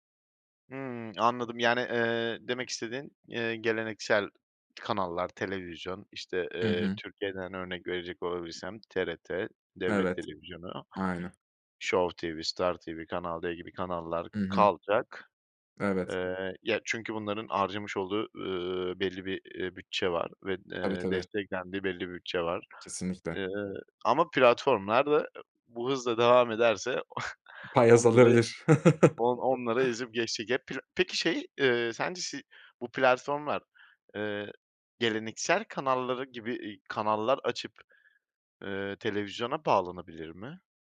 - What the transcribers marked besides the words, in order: chuckle
- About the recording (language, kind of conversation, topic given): Turkish, podcast, Sence geleneksel televizyon kanalları mı yoksa çevrim içi yayın platformları mı daha iyi?